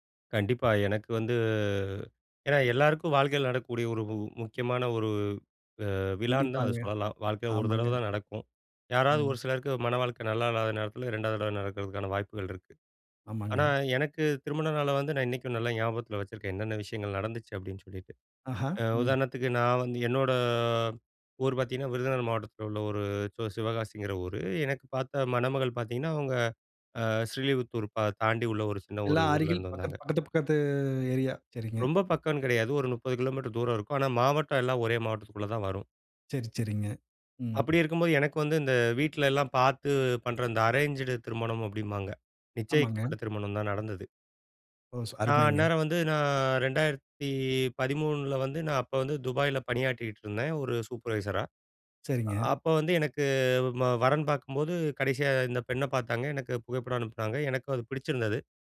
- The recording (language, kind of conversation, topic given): Tamil, podcast, உங்கள் திருமண நாளின் நினைவுகளை சுருக்கமாக சொல்ல முடியுமா?
- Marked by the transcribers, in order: drawn out: "வந்து"; drawn out: "என்னோட"; in English: "அரேன்ஜட்"; other background noise; in English: "சூப்பர்வைசரா"